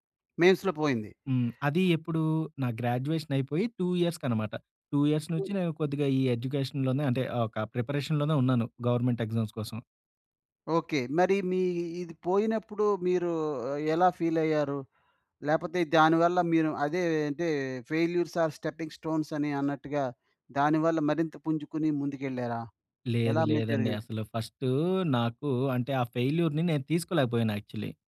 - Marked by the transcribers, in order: in English: "మెన్స్‌లో"; other background noise; in English: "గ్రాడ్యుయేషన్"; in English: "టూ ఇయర్స్‌కనమాట. టూ ఇయర్స్"; tapping; in English: "ఎడ్యుకేషన్‌లోనే"; in English: "ప్రిపరేషన్‌లోనే"; in English: "గవర్నమెంట్ ఎగ్జామ్స్"; in English: "ఫెయిల్యూర్స్ ఆర్ స్టెప్పింగ్ స్టోన్స్"; in English: "ఫెయిల్యూర్‌ని"; in English: "యాక్చువలీ"
- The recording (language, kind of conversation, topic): Telugu, podcast, ప్రేరణ లేకపోతే మీరు దాన్ని ఎలా తెచ్చుకుంటారు?